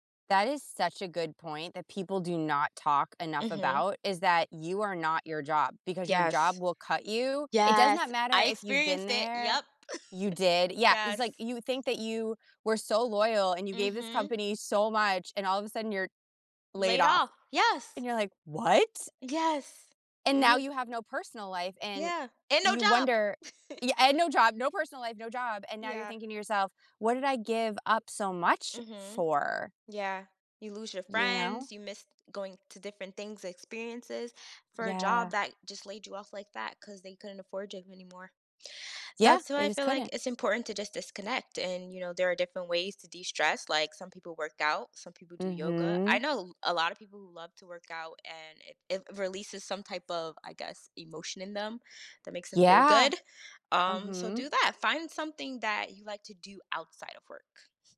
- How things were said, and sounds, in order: chuckle; surprised: "What?"; tapping; chuckle
- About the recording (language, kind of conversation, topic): English, unstructured, What helps you maintain a healthy balance between your job and your personal life?
- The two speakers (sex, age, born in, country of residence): female, 30-34, United States, United States; female, 40-44, United States, United States